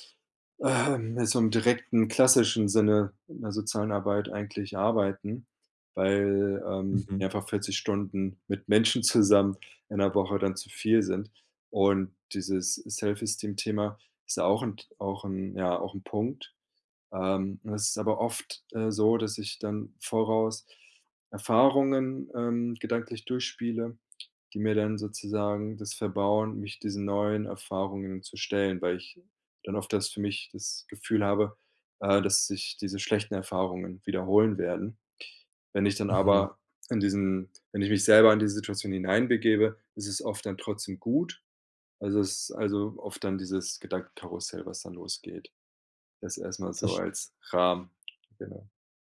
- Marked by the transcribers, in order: in English: "Self-Esteem"
- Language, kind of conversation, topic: German, advice, Wie kann ich meine negativen Selbstgespräche erkennen und verändern?
- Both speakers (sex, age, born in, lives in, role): male, 20-24, Germany, Germany, advisor; male, 30-34, Germany, Germany, user